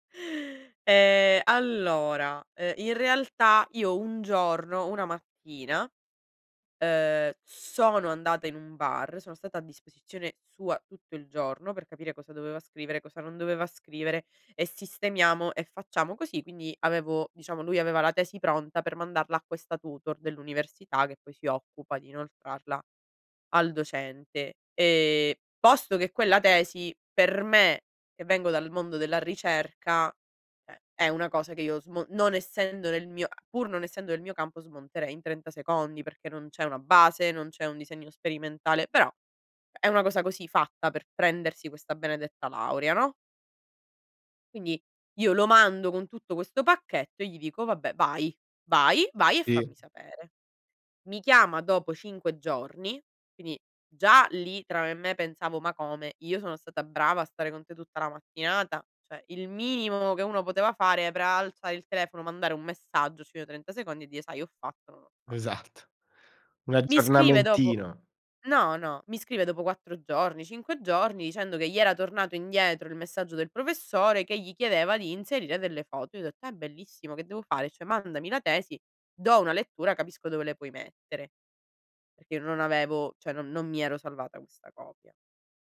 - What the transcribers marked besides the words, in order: "quindi" said as "quini"
- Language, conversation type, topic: Italian, podcast, In che modo impari a dire no senza sensi di colpa?